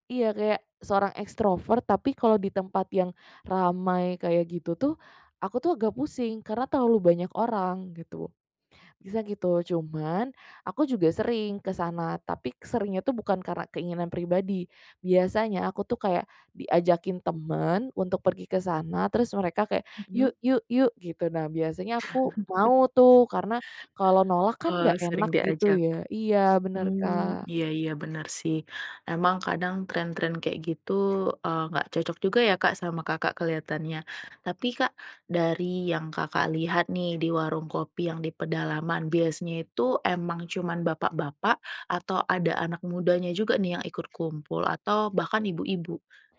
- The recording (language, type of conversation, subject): Indonesian, podcast, Menurutmu, mengapa orang suka berkumpul di warung kopi atau lapak?
- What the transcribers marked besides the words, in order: chuckle; tapping